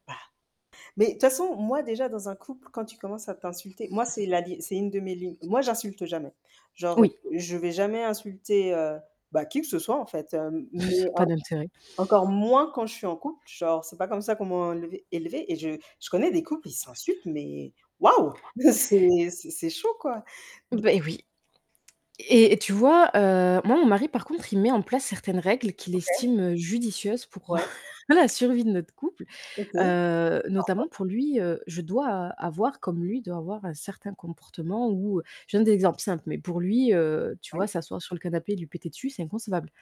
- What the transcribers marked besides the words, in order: static; background speech; distorted speech; tapping; other background noise; chuckle; stressed: "moins"; chuckle
- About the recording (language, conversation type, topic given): French, unstructured, Comment définirais-tu une relation amoureuse réussie ?